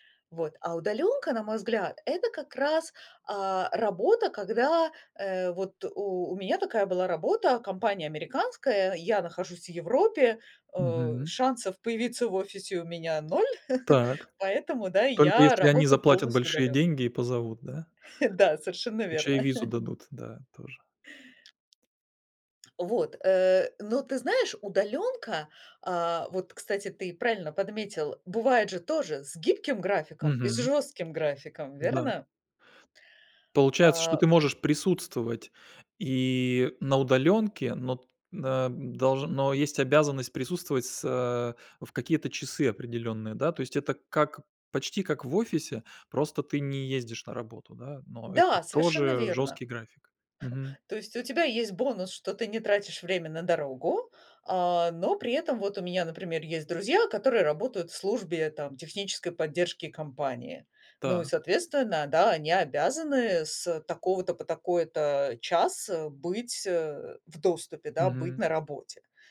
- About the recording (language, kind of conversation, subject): Russian, podcast, Что вы думаете о гибком графике и удалённой работе?
- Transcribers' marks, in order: chuckle; chuckle; tapping; chuckle